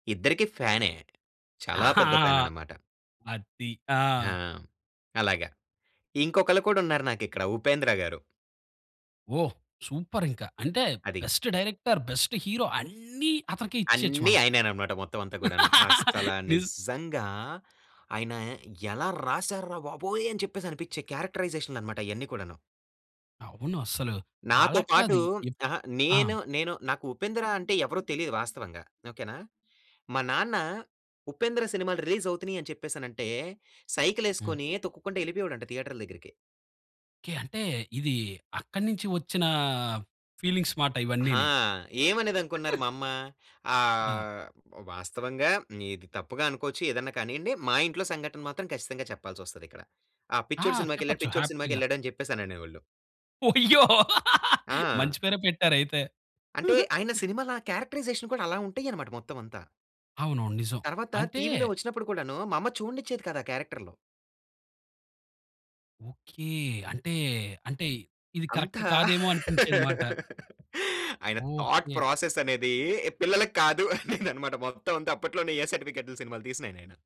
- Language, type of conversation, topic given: Telugu, podcast, సినిమా రుచులు కాలంతో ఎలా మారాయి?
- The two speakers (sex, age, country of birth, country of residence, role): male, 25-29, India, Finland, guest; male, 30-34, India, India, host
- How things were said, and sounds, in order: laughing while speaking: "ఆహా!"; in English: "బెస్ట్ డైరెక్టర్, బెస్ట్ హీరో"; laugh; in English: "ఫీలింగ్స్"; chuckle; in English: "హ్యాపీగా"; laugh; chuckle; in English: "క్యారెక్టరైజేషన్"; in English: "కరక్ట్"; laugh; in English: "థాట్"; in English: "ఏ"